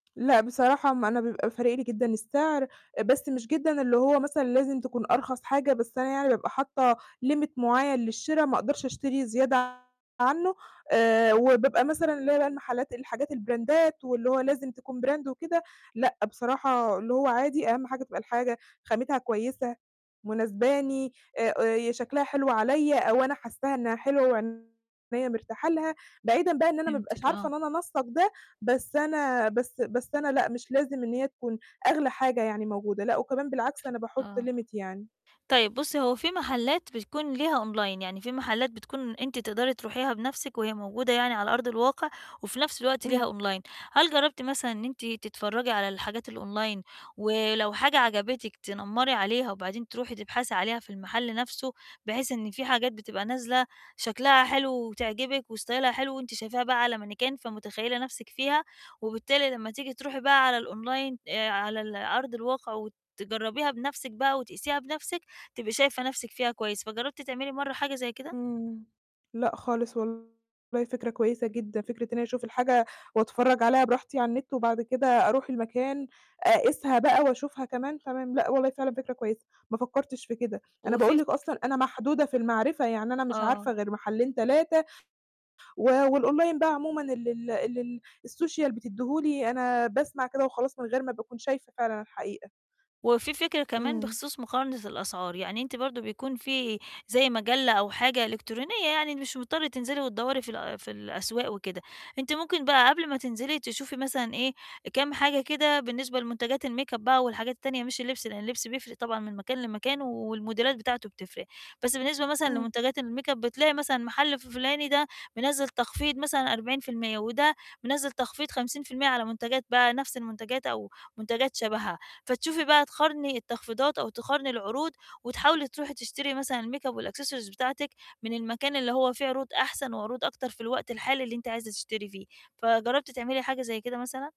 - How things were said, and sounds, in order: in English: "limit"; distorted speech; in English: "البراندات"; in English: "brand"; unintelligible speech; other background noise; in English: "limit"; in English: "online"; in English: "online"; in English: "الonline"; in English: "وستايلها"; in English: "الonline"; in English: "و والonline"; in English: "الsocial"; static; in English: "الmakeup"; in English: "الموديلات"; in English: "الmakeup"; in English: "الmakeup، والaccessories"
- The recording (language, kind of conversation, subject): Arabic, advice, إزاي أتعلم أتسوق بذكاء عشان أشتري منتجات جودتها كويسة وسعرها مناسب؟